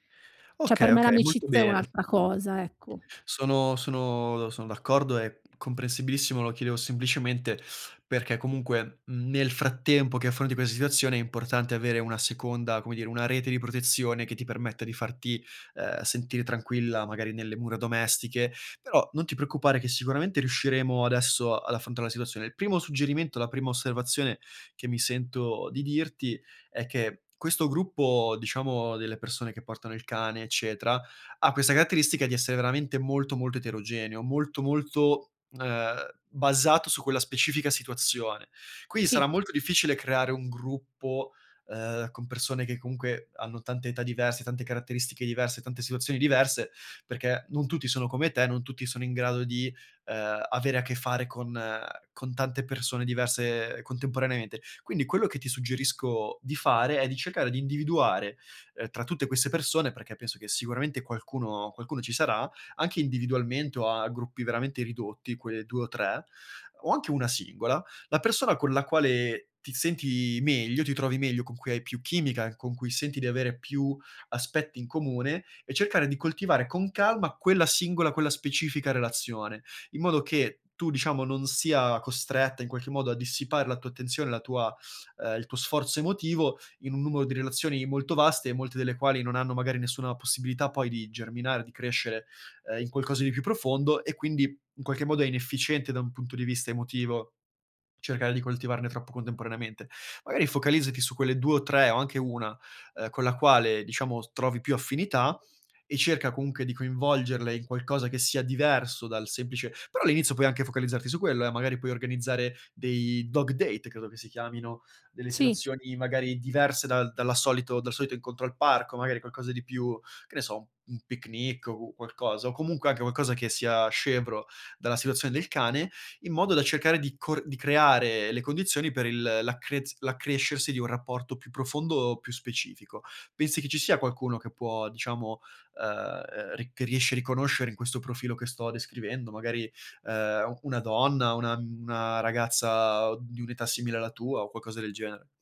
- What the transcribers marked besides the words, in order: "Cioè" said as "ceh"; "Quindi" said as "Quini"; in English: "Dog date"; "qualcosa" said as "quacosa"
- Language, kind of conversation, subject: Italian, advice, Come posso integrarmi in un nuovo gruppo di amici senza sentirmi fuori posto?
- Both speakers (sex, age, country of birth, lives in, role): female, 40-44, Italy, Italy, user; male, 25-29, Italy, Italy, advisor